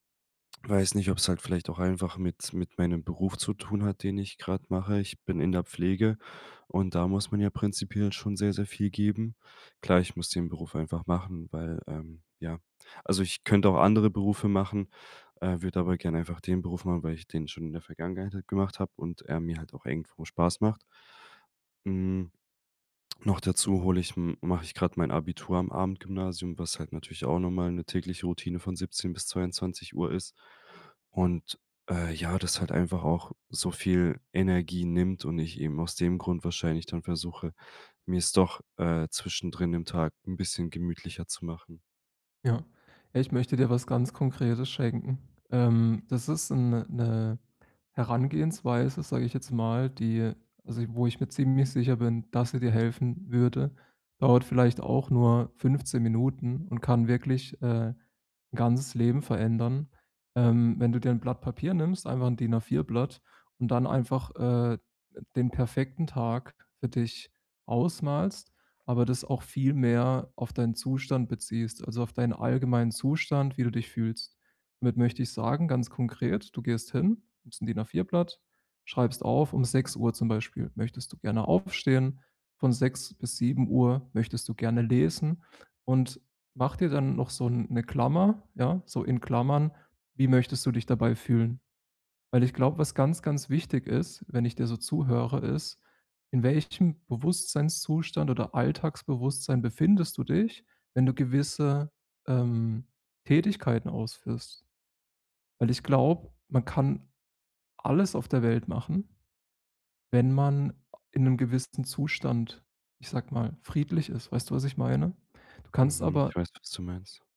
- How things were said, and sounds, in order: none
- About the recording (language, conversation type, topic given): German, advice, Wie finde ich heraus, welche Werte mir wirklich wichtig sind?